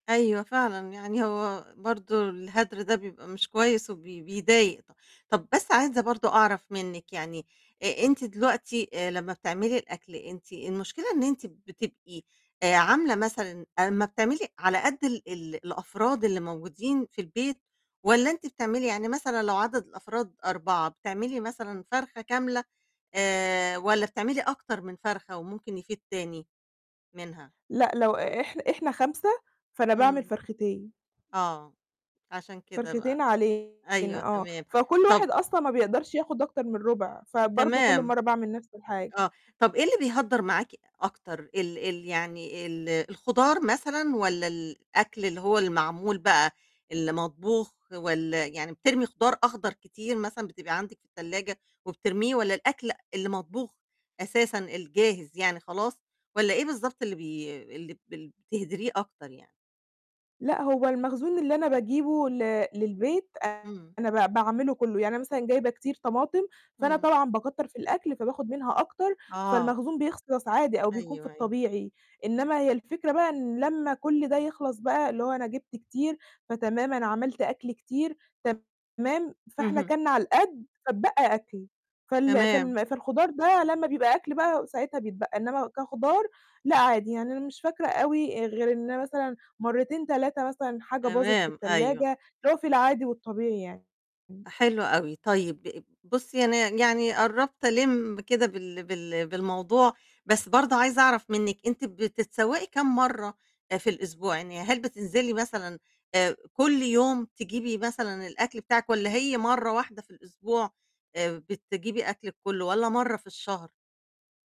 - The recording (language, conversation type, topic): Arabic, advice, إزاي أقدر أقلّل هدر الأكل في بيتي بالتخطيط والإبداع؟
- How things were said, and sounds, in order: distorted speech; "بيخلص" said as "بيخصلص"; unintelligible speech